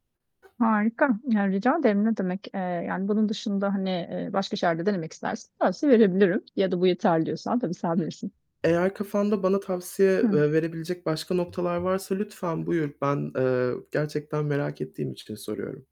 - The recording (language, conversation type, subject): Turkish, advice, Yeni bir ilişkiye başlarken çekingenlik ve kendine güvensizlikle nasıl başa çıkabilirim?
- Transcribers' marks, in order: static; other background noise